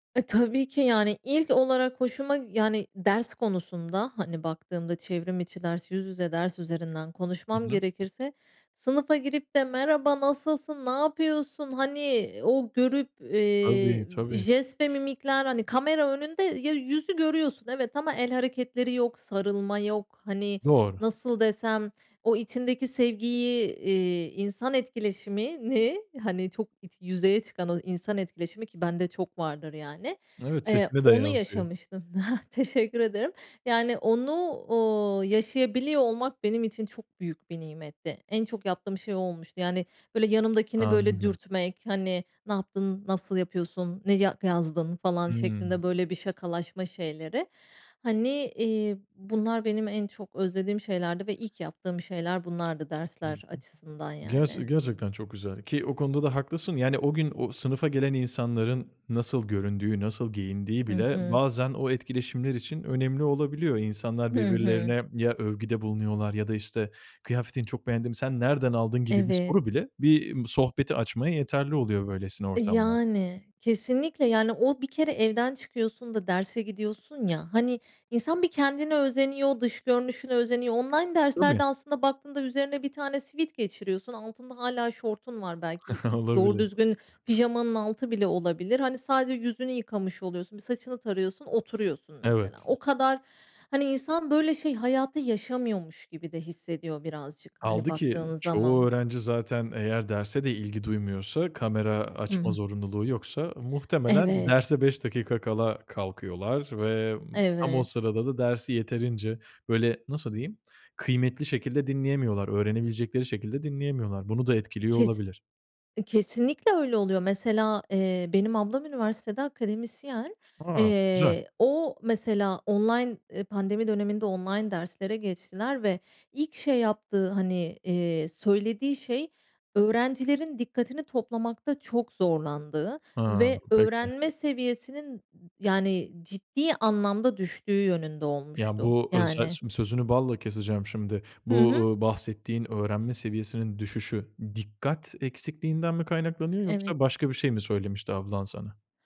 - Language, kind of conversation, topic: Turkish, podcast, Online derslerle yüz yüze eğitimi nasıl karşılaştırırsın, neden?
- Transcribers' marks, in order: tapping; other background noise; chuckle; in English: "sweat"